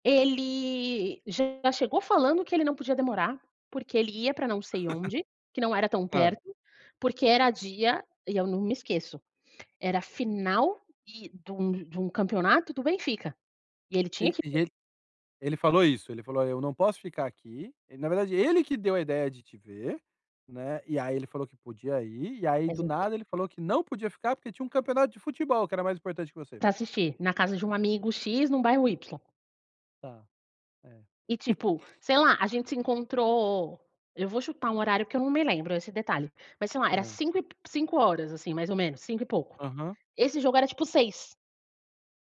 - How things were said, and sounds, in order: drawn out: "Ele"; other background noise; chuckle; chuckle
- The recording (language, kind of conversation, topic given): Portuguese, podcast, Qual encontro com um morador local te marcou e por quê?
- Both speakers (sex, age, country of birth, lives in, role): female, 30-34, Brazil, Portugal, guest; male, 45-49, Brazil, Spain, host